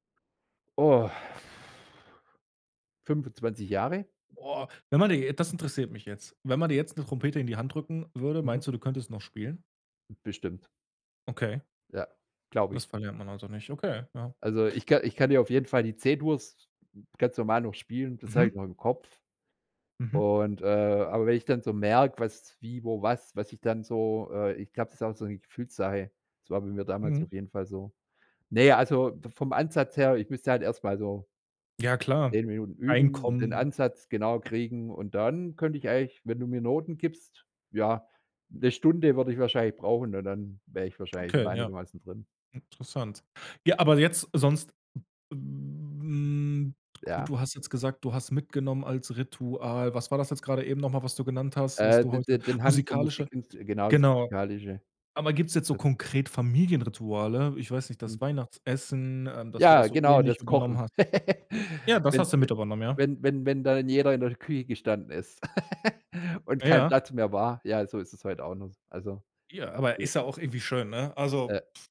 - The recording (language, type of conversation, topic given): German, podcast, Welche Familienrituale sind dir als Kind besonders im Kopf geblieben?
- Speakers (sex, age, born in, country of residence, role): male, 30-34, Germany, Germany, host; male, 45-49, Germany, Germany, guest
- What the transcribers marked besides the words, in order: exhale; surprised: "Oh"; drawn out: "hm"; laugh; laugh; unintelligible speech; other background noise